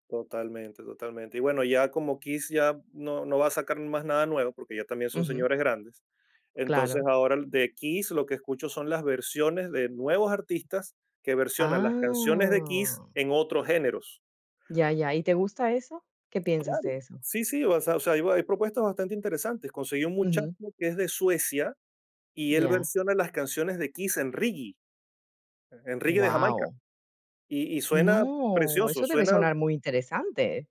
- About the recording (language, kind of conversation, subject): Spanish, podcast, ¿Cómo cambió tu relación con la música al llegar a la adultez?
- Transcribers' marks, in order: tapping